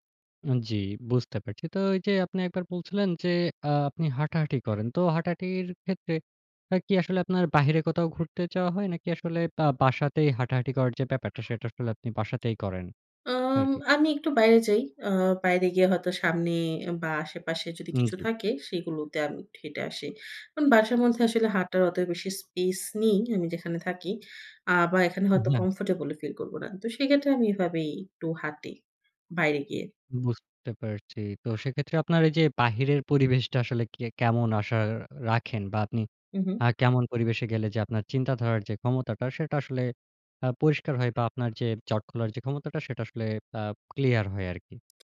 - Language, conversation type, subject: Bengali, podcast, কখনো সৃজনশীলতার জড়তা কাটাতে আপনি কী করেন?
- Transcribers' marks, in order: other background noise; "একটু" said as "এট্টু"; tapping; in English: "কমফোর্টেবল"